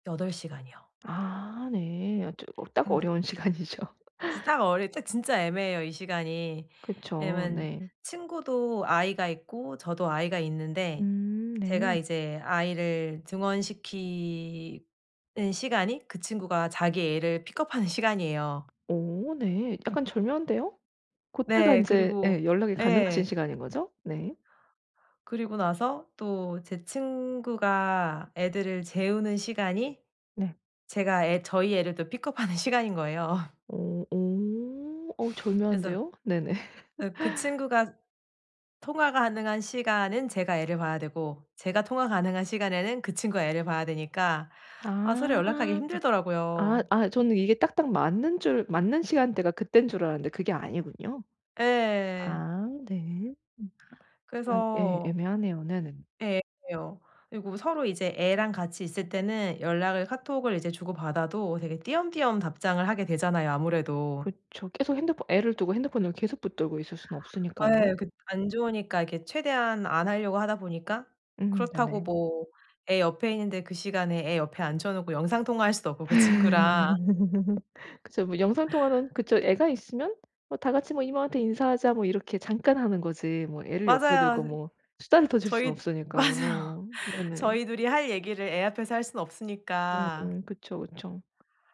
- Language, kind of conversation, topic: Korean, advice, 멀리 이사한 뒤에도 가족과 친한 친구들과 어떻게 계속 연락하며 관계를 유지할 수 있을까요?
- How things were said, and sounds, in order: laughing while speaking: "시간이죠"; laugh; put-on voice: "픽업하는"; other background noise; laughing while speaking: "픽업하는"; put-on voice: "픽업하는"; laugh; laughing while speaking: "네네"; laugh; laugh; laughing while speaking: "맞아요"